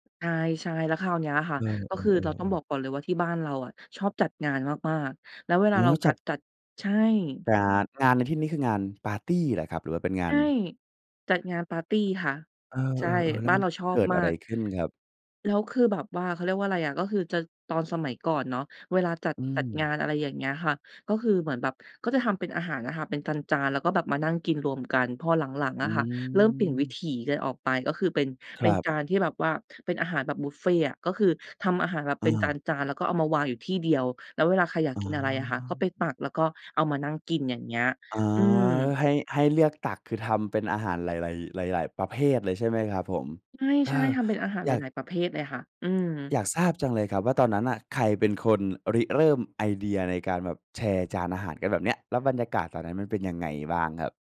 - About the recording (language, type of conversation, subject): Thai, podcast, เคยจัดปาร์ตี้อาหารแบบแชร์จานแล้วเกิดอะไรขึ้นบ้าง?
- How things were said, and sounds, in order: none